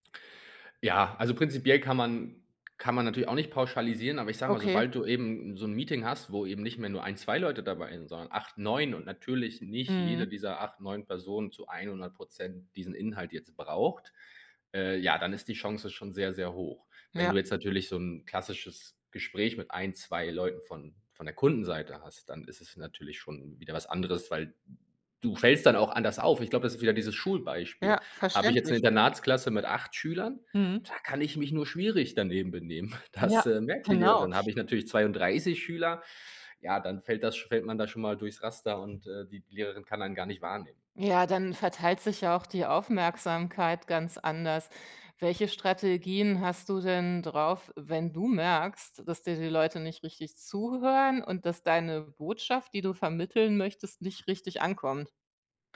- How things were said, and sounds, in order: chuckle; other background noise; stressed: "du"
- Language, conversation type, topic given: German, podcast, Wie präsentierst du deine Arbeit online oder live?